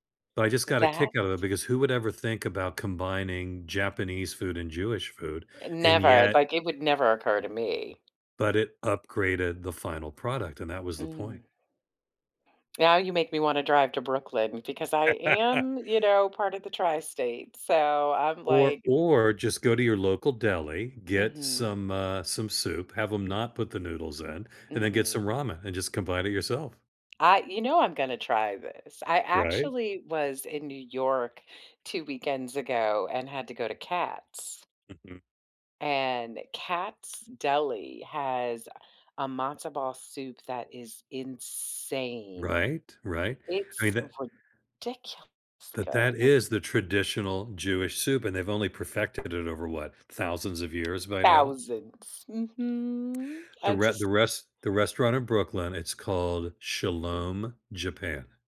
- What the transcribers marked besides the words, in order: other background noise; laugh; stressed: "or"; drawn out: "insane"; tapping; drawn out: "Mhm"
- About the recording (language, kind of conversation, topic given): English, unstructured, How can I use food to connect with my culture?